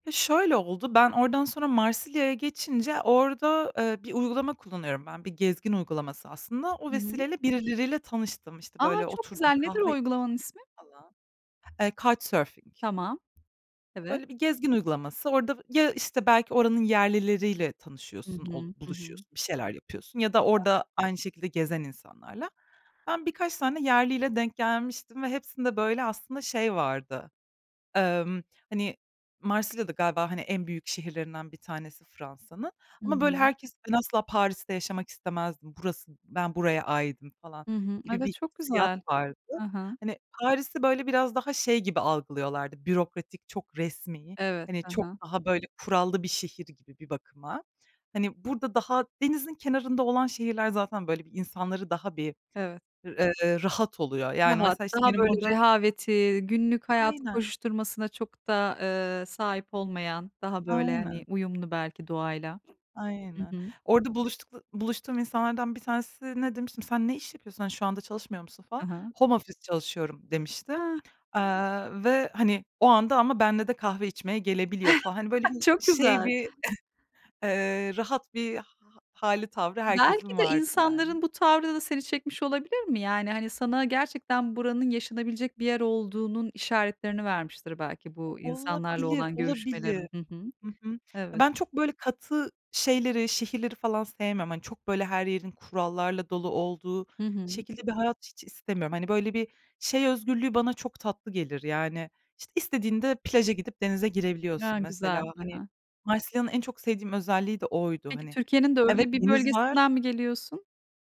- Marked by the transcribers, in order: other background noise; in English: "Home office"; chuckle; chuckle; tapping; background speech
- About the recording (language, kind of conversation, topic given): Turkish, podcast, Seyahatlerinde en unutamadığın an hangisi?